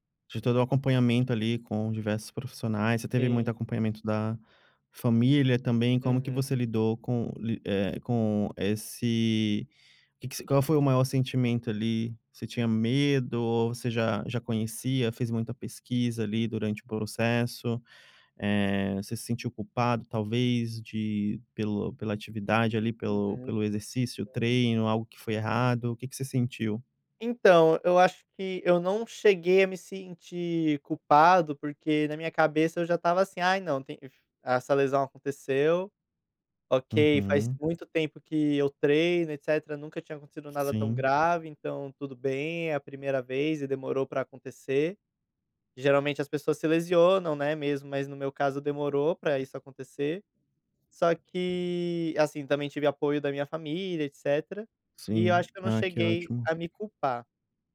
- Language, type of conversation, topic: Portuguese, podcast, O que você diria a alguém que está começando um processo de recuperação?
- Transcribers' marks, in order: tapping